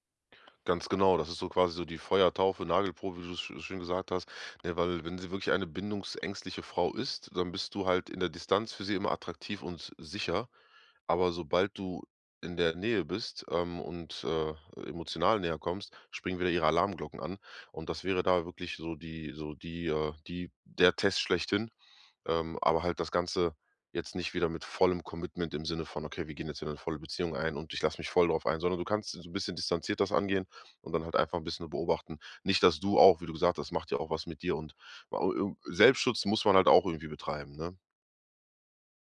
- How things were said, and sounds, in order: in English: "Commitment"
- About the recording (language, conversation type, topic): German, advice, Bin ich emotional bereit für einen großen Neuanfang?